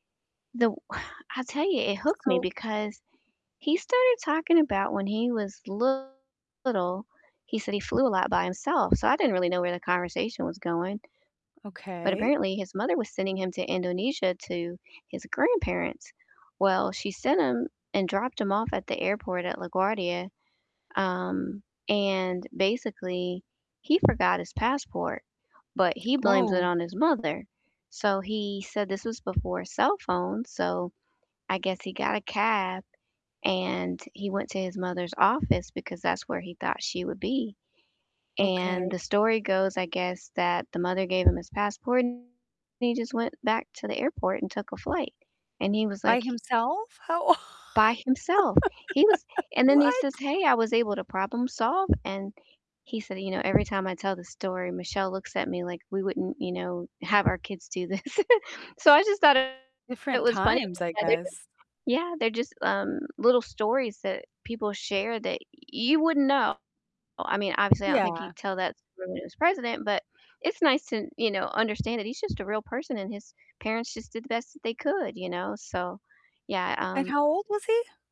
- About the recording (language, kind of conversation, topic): English, unstructured, Which under-the-radar podcasts are you excited to binge this month, and why should I try them?
- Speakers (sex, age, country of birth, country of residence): female, 30-34, United States, United States; female, 50-54, United States, United States
- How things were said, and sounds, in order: exhale; tapping; distorted speech; static; laughing while speaking: "o"; laugh; laughing while speaking: "this"; giggle